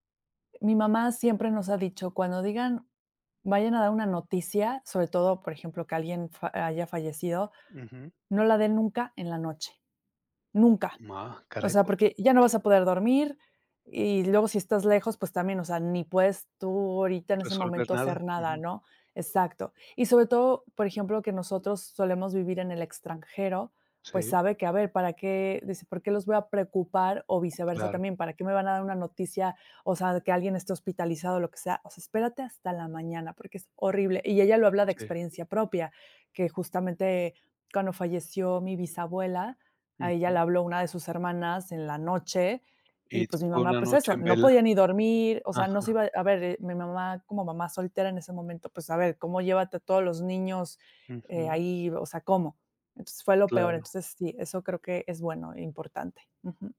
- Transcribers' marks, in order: none
- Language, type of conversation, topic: Spanish, podcast, Qué haces cuando alguien reacciona mal a tu sinceridad